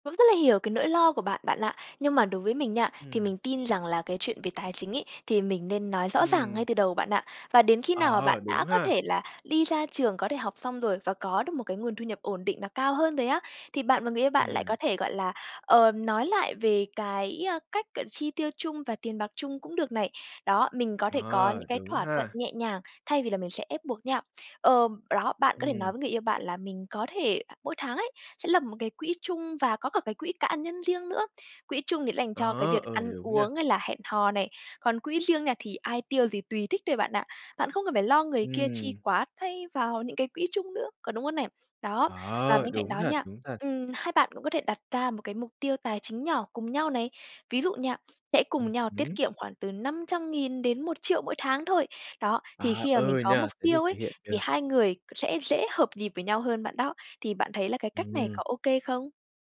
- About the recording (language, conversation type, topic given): Vietnamese, advice, Bạn đang gặp khó khăn gì khi trao đổi về tiền bạc và chi tiêu chung?
- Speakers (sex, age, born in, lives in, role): female, 20-24, Vietnam, Vietnam, advisor; male, 20-24, Vietnam, Vietnam, user
- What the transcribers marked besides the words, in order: tapping; "cá" said as "cã"